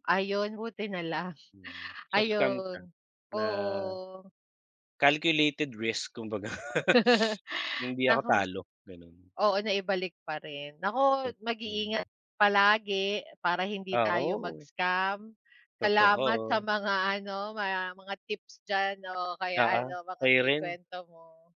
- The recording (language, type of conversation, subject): Filipino, unstructured, Ano ang opinyon mo tungkol sa mga panloloko sa internet na may kinalaman sa pera?
- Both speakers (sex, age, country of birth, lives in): female, 35-39, Philippines, Philippines; male, 40-44, Philippines, Philippines
- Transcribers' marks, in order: in English: "Calculated risk"; laugh; other background noise